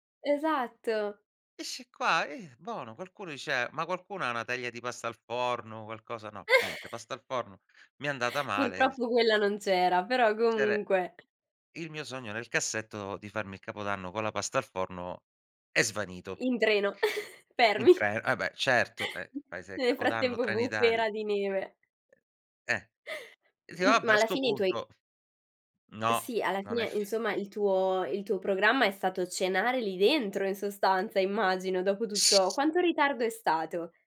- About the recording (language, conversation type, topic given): Italian, podcast, Come hai gestito la situazione quando hai perso un treno o ti è saltata una coincidenza?
- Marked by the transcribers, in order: "dice" said as "ice"; chuckle; other noise; stressed: "è svanito"; chuckle; other background noise